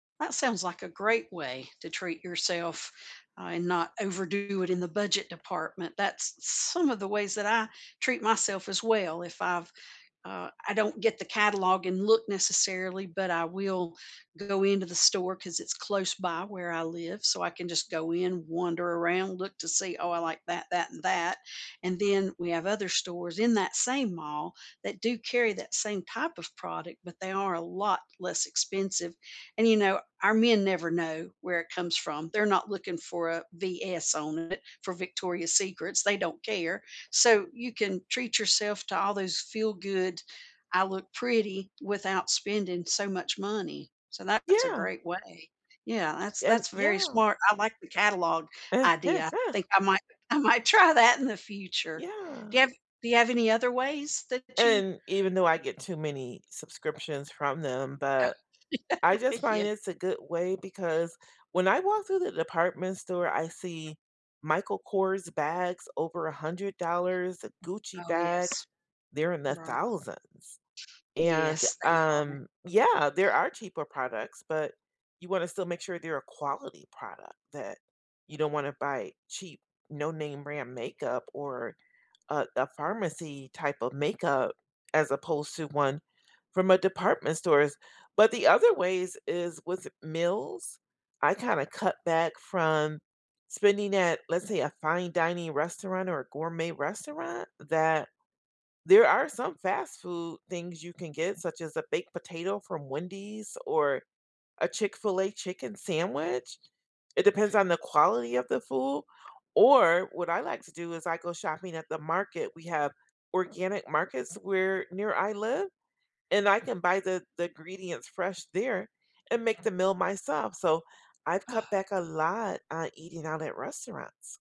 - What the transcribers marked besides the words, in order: laugh; laughing while speaking: "try"; laugh; tapping
- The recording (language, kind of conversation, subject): English, unstructured, What is your favorite way to treat yourself without overspending?
- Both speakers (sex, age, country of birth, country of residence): female, 55-59, United States, United States; female, 55-59, United States, United States